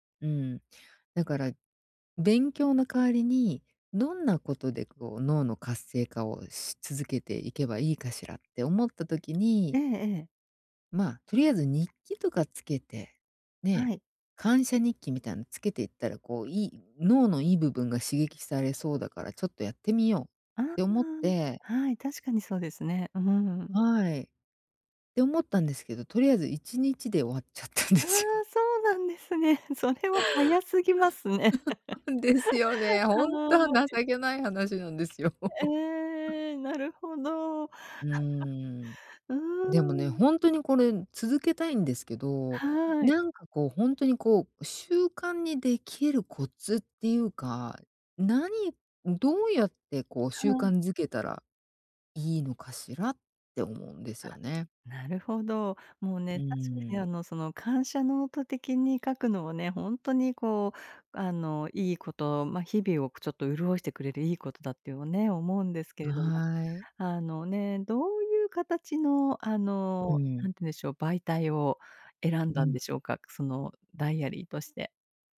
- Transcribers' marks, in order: laughing while speaking: "終わっちゃったんですよ"; laugh; laugh; laugh; in English: "ダイアリー"
- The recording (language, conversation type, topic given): Japanese, advice, 簡単な行動を習慣として定着させるには、どこから始めればいいですか？